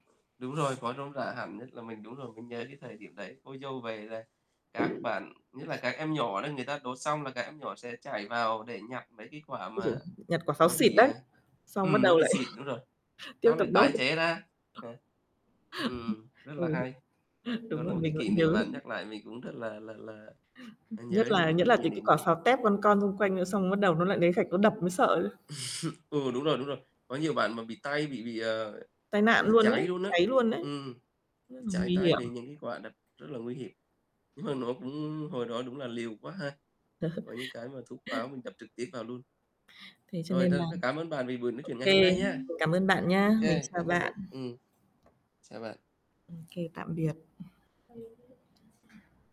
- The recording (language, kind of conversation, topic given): Vietnamese, unstructured, Bạn có thích tham gia các lễ hội địa phương không, và vì sao?
- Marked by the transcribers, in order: other background noise; static; chuckle; other noise; tapping; chuckle; chuckle; distorted speech; alarm; background speech